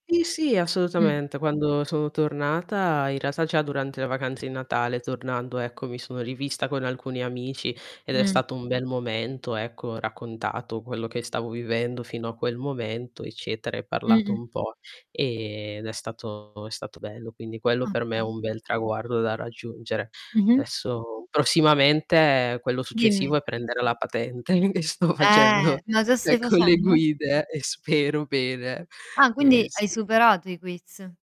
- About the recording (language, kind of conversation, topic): Italian, unstructured, Come ti piace celebrare i piccoli successi?
- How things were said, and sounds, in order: distorted speech; laughing while speaking: "e e sto facendo"